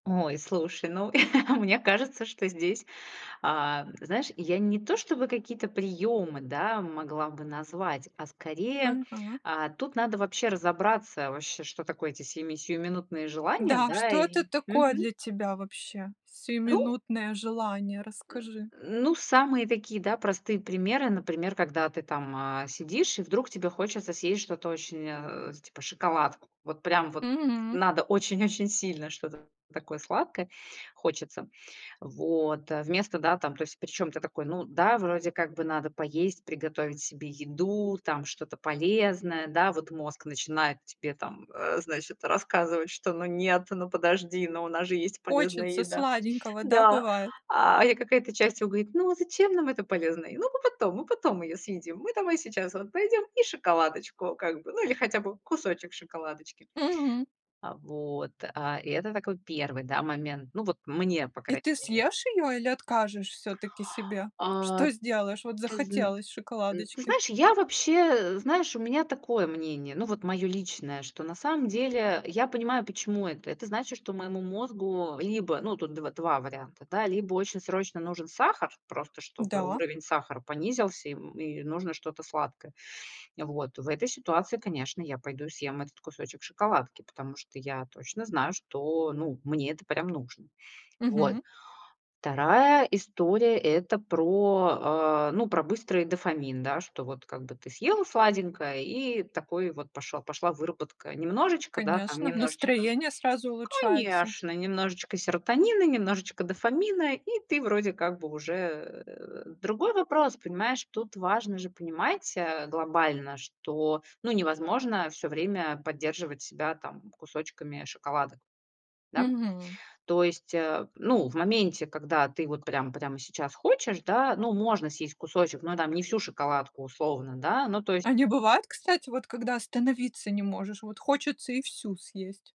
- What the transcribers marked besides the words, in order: chuckle; other background noise; put-on voice: "ну нет, ну подожди, но у нас же есть полезная еда"
- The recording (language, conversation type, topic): Russian, podcast, Какие приёмы помогают не поддаваться сиюминутным желаниям?